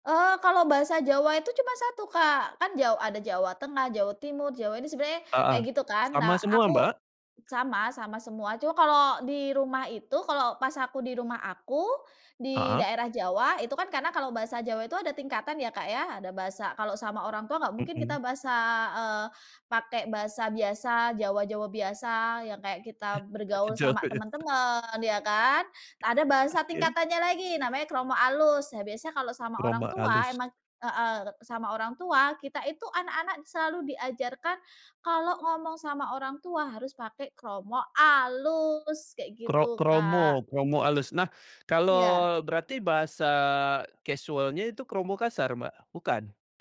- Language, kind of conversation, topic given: Indonesian, podcast, Bagaimana kebiasaanmu menggunakan bahasa daerah di rumah?
- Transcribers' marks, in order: unintelligible speech; unintelligible speech